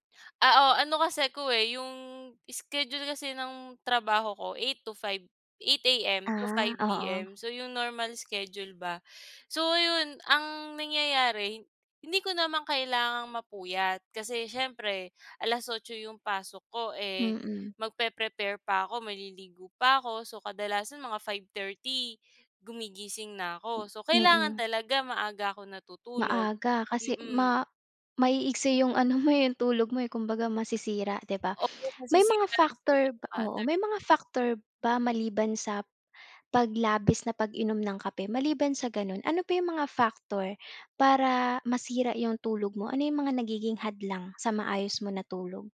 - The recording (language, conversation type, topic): Filipino, podcast, Ano ang ginagawa mo para mas maging maayos ang tulog mo?
- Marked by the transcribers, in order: tapping; laughing while speaking: "ano mo"; other background noise